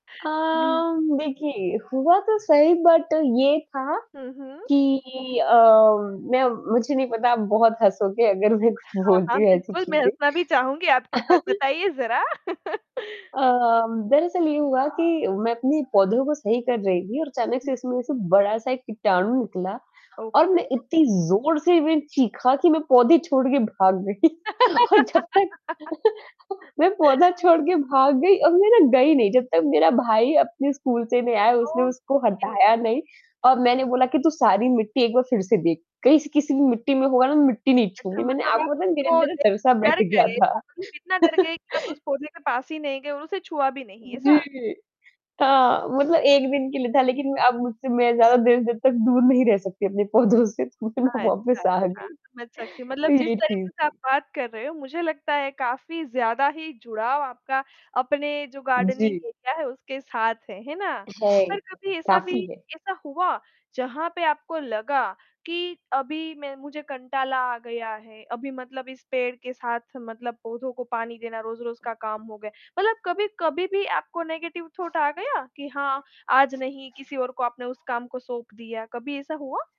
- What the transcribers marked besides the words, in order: in English: "बट"; laughing while speaking: "मैं कुछ बोलती ऐसी चीज़ें"; other background noise; chuckle; distorted speech; in English: "ओके"; laughing while speaking: "गई। और जब तक"; laugh; chuckle; in English: "ओके"; chuckle; laughing while speaking: "पौधों से तो मतलब वापस आ गई"; in English: "गार्डनिंग एरिया"; in English: "नेगेटिव थॉट"
- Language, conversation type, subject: Hindi, podcast, किसी पेड़ को लगाने का आपका अनुभव कैसा रहा?